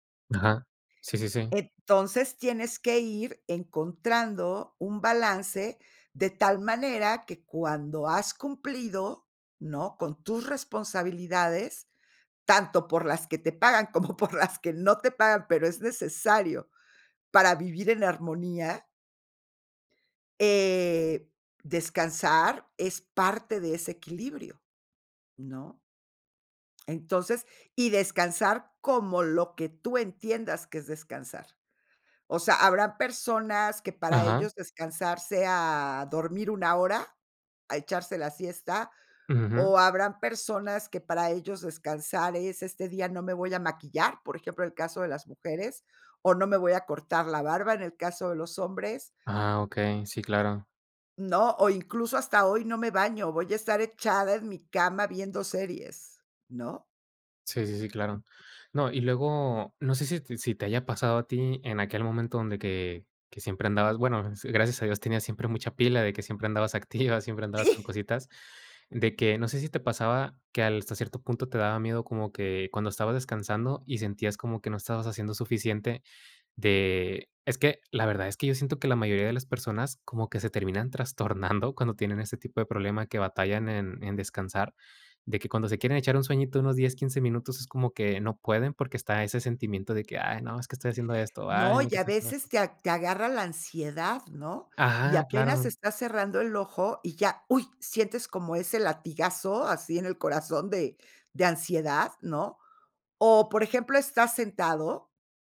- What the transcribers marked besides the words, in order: laughing while speaking: "como por las que"; laughing while speaking: "Sí"; laughing while speaking: "trastornando"
- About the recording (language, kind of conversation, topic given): Spanish, podcast, ¿Cómo te permites descansar sin culpa?